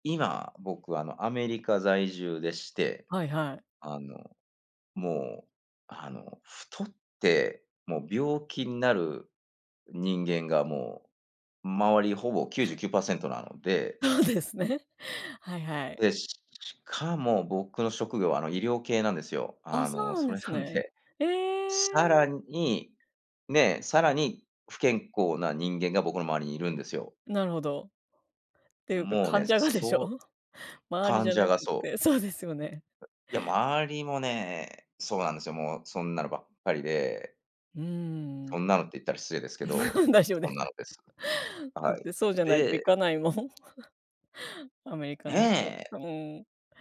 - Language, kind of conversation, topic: Japanese, unstructured, 趣味でいちばん楽しかった思い出は何ですか？
- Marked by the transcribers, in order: laughing while speaking: "そうですね"; laughing while speaking: "それなんで"; tapping; laughing while speaking: "でしょ？"; laughing while speaking: "そうですよね"; other background noise; laugh; laughing while speaking: "大丈夫です"; laugh; chuckle